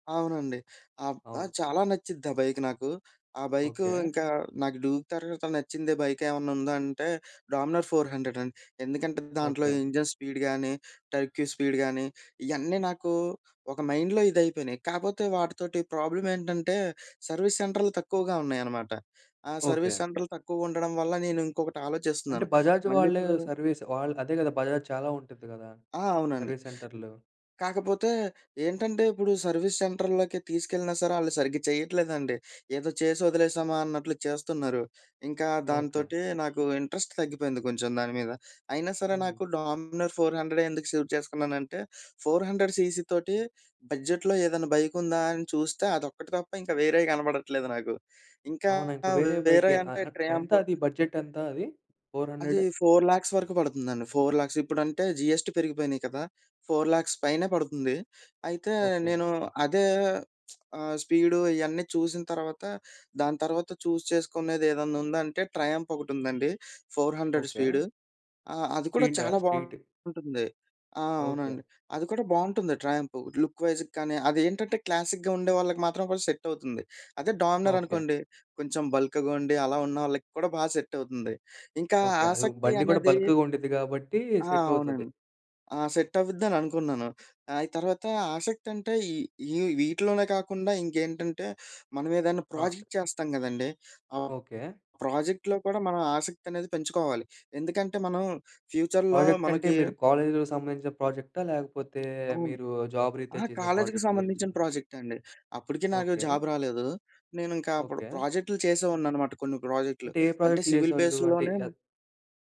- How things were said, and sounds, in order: in English: "ఇంజిన్ స్పీడ్"; in English: "టర్క్యూ స్పీడ్"; in English: "మైండ్‌లో"; in English: "సర్వీస్"; in English: "సర్వీస్"; in English: "సర్వీస్"; in English: "సర్వీస్"; in English: "సర్వీస్"; other background noise; in English: "ఇంట్రెస్ట్"; in English: "సెలెక్ట్"; in English: "ఫోర్ హండ్రెడ్ సీసీ"; in English: "బడ్జెట్‌లో"; in English: "బైక్"; in English: "బడ్జెట్"; in English: "ఫోర్ లాక్స్"; in English: "ఫోర్ లాక్స్"; in English: "జీఎస్‌టి"; in English: "ఫోర్ లాక్స్"; lip smack; in English: "చూస్"; horn; in English: "ఫోర్ హండ్రెడ్"; in English: "స్ట్రీటా? స్ట్రీట్"; in English: "లుక్ వైజ్‌గా"; in English: "క్లాసిక్‌గా"; in English: "బల్క్‌గా"; in English: "సెట్"; in English: "బల్క్‌గ"; in English: "సెట్"; in English: "సెట్"; in English: "ప్రాజెక్ట్"; in English: "ప్రాజెక్ట్‌లో"; in English: "ఫ్యూచర్‌లో"; in English: "ప్రాజెక్ట్"; in English: "జాబ్"; in English: "ప్రాజెక్ట్"; in English: "జాబ్"; in English: "సివిల్ బేస్‌లోనే"
- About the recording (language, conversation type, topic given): Telugu, podcast, ఆసక్తిని నిలబెట్టుకోవడానికి మీరు ఏం చేస్తారు?